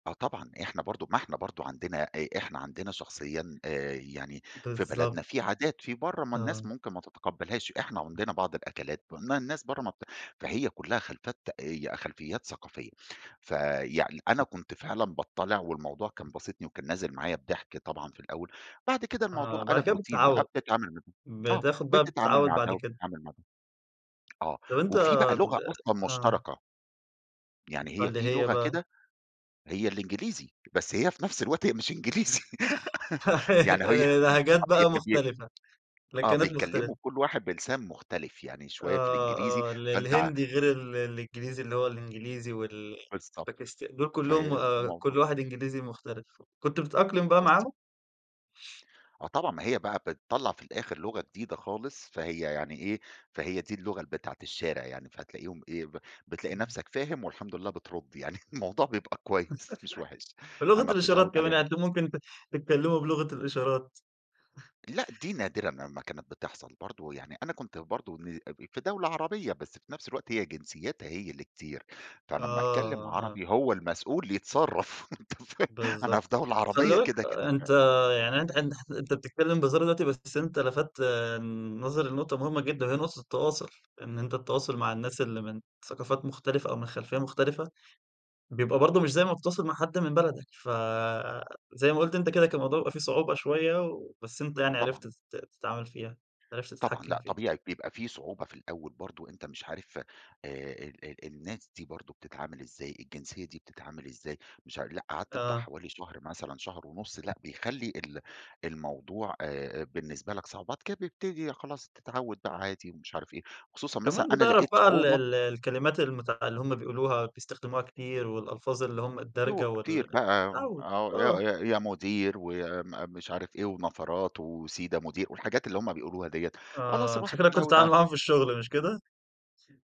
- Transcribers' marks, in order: in English: "routine"; laughing while speaking: "هي مش إنجليزي"; laugh; unintelligible speech; tapping; unintelligible speech; unintelligible speech; laughing while speaking: "يعني، الموضوع بيبقى كويّس مش وحش"; laugh; chuckle; laughing while speaking: "يتصرّف، أنت فا أنا في دولة عربية"
- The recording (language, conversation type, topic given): Arabic, podcast, إزاي كوّنت صداقة مع حد من ثقافة مختلفة؟
- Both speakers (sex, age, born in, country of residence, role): male, 20-24, Egypt, Egypt, host; male, 40-44, Egypt, Egypt, guest